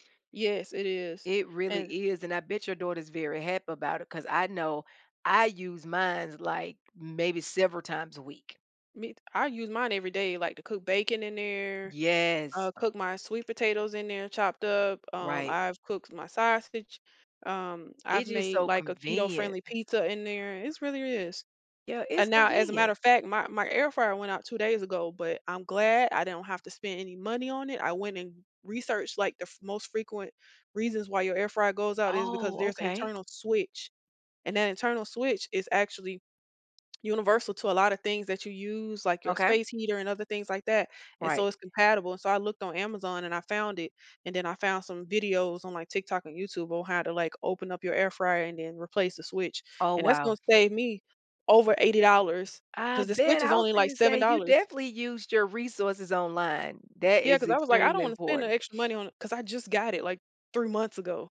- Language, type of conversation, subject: English, unstructured, How has the rise of food delivery services impacted our eating habits and routines?
- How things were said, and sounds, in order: tapping